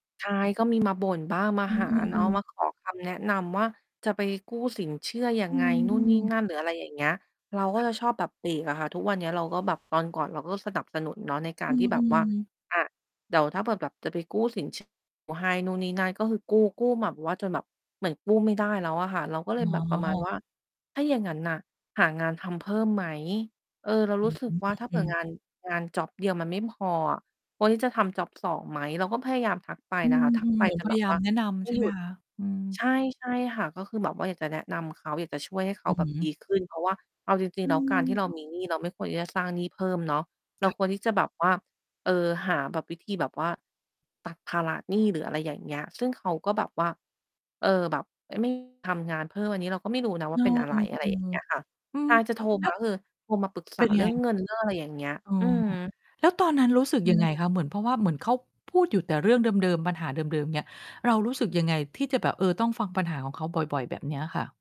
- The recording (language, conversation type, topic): Thai, podcast, เวลาเพื่อนมาระบายเรื่องเครียดๆ คุณมักฟังเขายังไงบ้าง บอกหน่อยได้ไหม?
- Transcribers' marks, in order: tapping; static; distorted speech